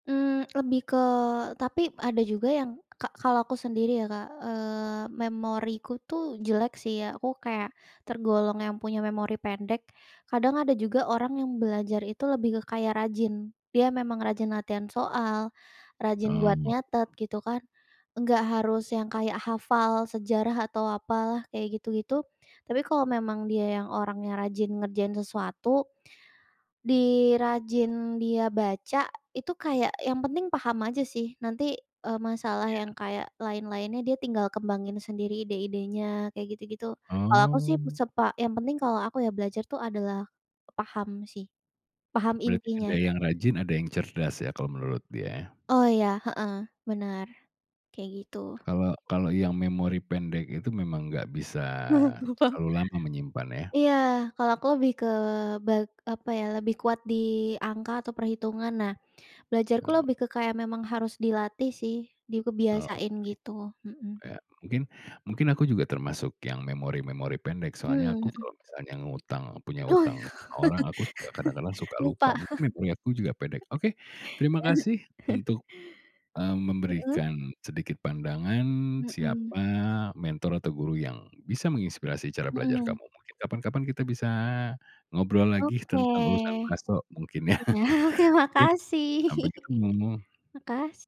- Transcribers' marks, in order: tapping; laugh; laughing while speaking: "Kenapa?"; laugh; laughing while speaking: "Lupa"; laugh; laughing while speaking: "iya, oke, makasih"; laughing while speaking: "ya"; chuckle
- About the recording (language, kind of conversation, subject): Indonesian, podcast, Siapa guru atau orang yang paling menginspirasi cara belajarmu, dan mengapa?